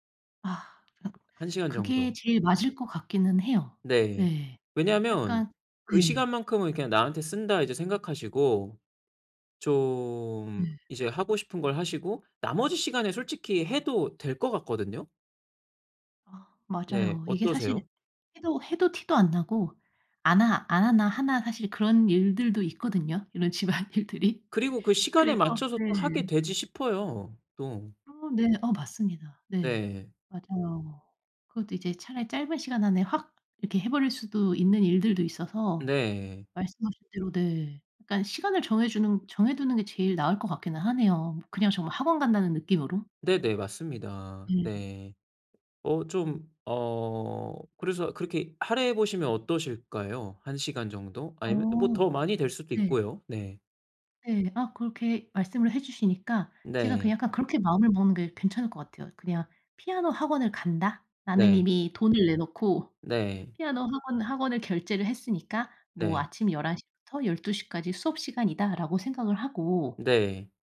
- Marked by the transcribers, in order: tapping; laughing while speaking: "집안일들이"; other background noise; drawn out: "어"
- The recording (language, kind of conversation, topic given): Korean, advice, 집에서 편안하게 쉬거나 여가를 즐기기 어려운 이유가 무엇인가요?